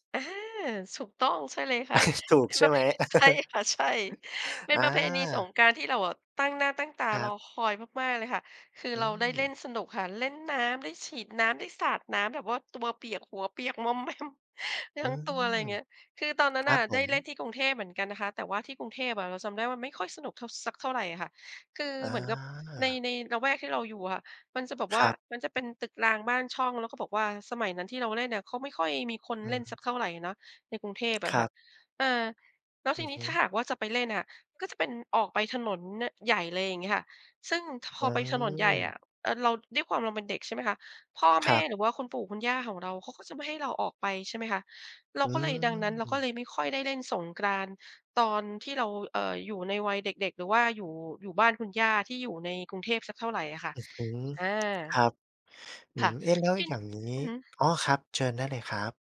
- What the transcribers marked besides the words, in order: chuckle; laughing while speaking: "ใช่ค่ะ ใช่"; chuckle; laughing while speaking: "แมม"; other background noise
- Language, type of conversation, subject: Thai, podcast, มีประเพณีอะไรบ้างที่ช่วยให้ครอบครัวใกล้ชิดกันมากขึ้น?